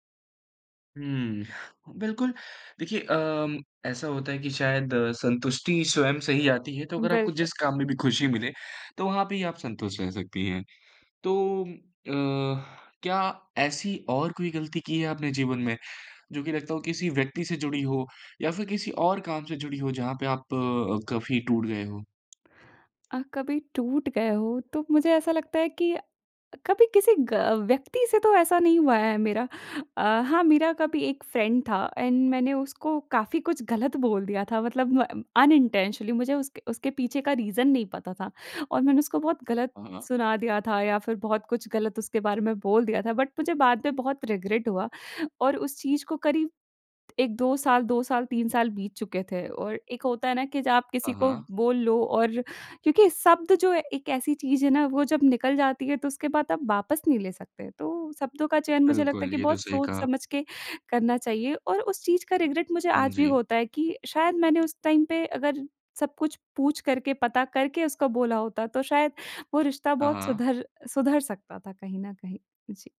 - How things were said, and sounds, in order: in English: "फ्रेंड"; in English: "एंड"; in English: "अनइंटेंशनली"; in English: "रीज़न"; in English: "बट"; in English: "रिग्रेट"; in English: "रिग्रेट"; in English: "टाइम"
- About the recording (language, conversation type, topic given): Hindi, podcast, कौन सी गलती बाद में आपके लिए वरदान साबित हुई?